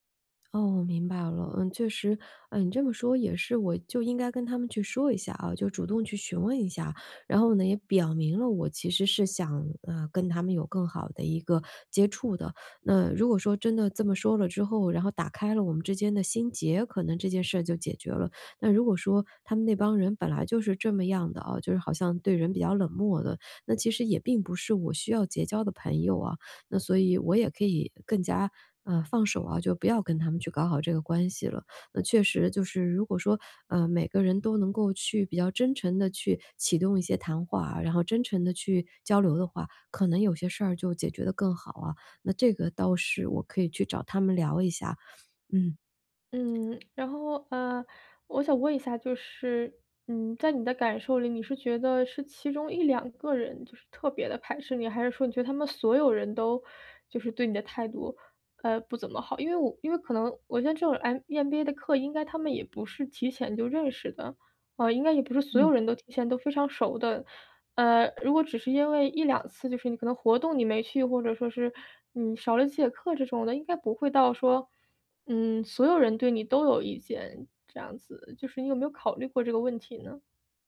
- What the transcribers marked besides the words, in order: tapping; "朋" said as "盆"; other background noise
- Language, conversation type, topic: Chinese, advice, 我覺得被朋友排除時該怎麼調適自己的感受？